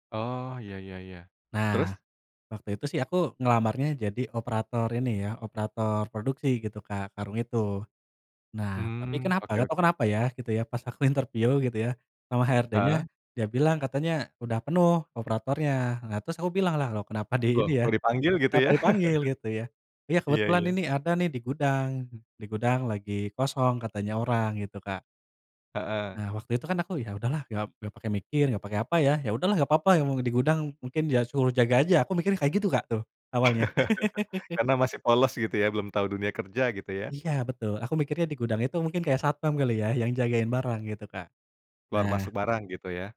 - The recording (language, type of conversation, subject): Indonesian, podcast, Ceritakan satu keputusan yang pernah kamu ambil sampai kamu benar-benar kapok?
- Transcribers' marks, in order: in English: "interview"; chuckle; laugh